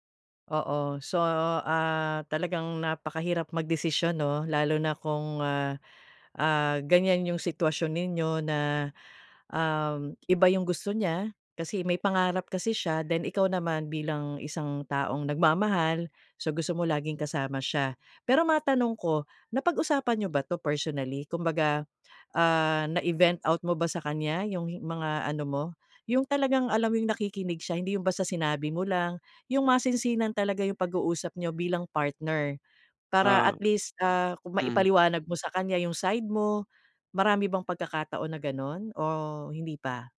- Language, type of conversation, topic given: Filipino, advice, Paano namin haharapin ang magkaibang inaasahan at mga layunin naming magkapareha?
- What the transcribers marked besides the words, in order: none